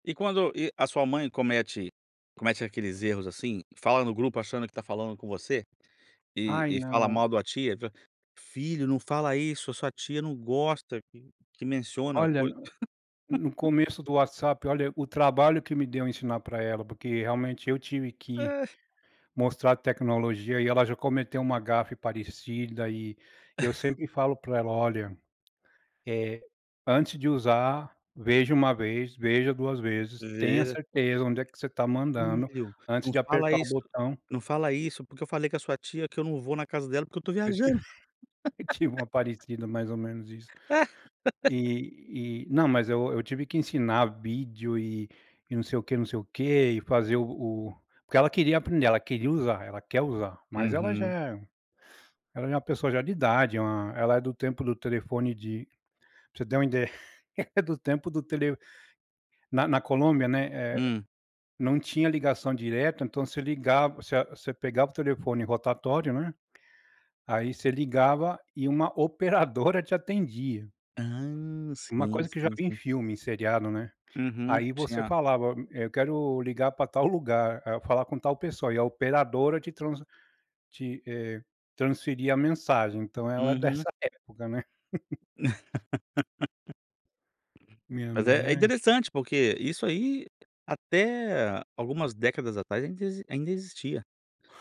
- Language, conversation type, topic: Portuguese, podcast, Como lidar com grupos do WhatsApp muito ativos?
- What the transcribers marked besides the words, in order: laugh; laugh; tapping; chuckle; laugh; laugh; laugh; other background noise; laugh